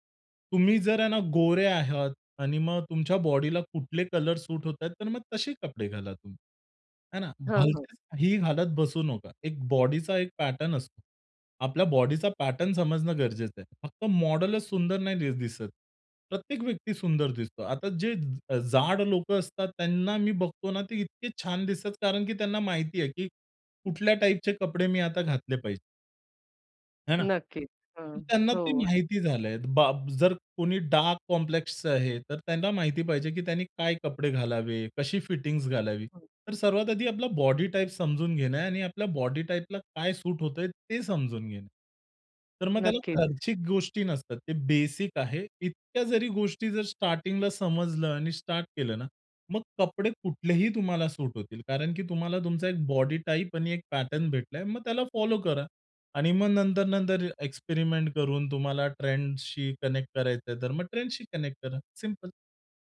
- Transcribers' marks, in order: in English: "पॅटर्न"; in English: "पॅटर्न"; other background noise; other noise; in English: "पॅटर्न"; in English: "कनेक्ट"; in English: "कनेक्ट"
- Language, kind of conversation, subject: Marathi, podcast, तुमच्या कपड्यांच्या निवडीचा तुमच्या मनःस्थितीवर कसा परिणाम होतो?